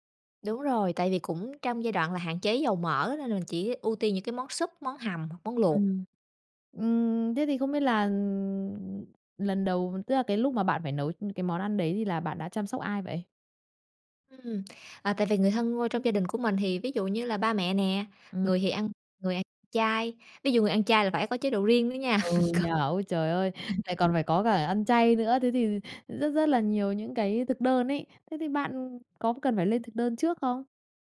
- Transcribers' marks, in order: tapping; drawn out: "là"; laugh; other background noise
- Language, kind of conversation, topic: Vietnamese, podcast, Bạn thường nấu món gì khi muốn chăm sóc ai đó bằng một bữa ăn?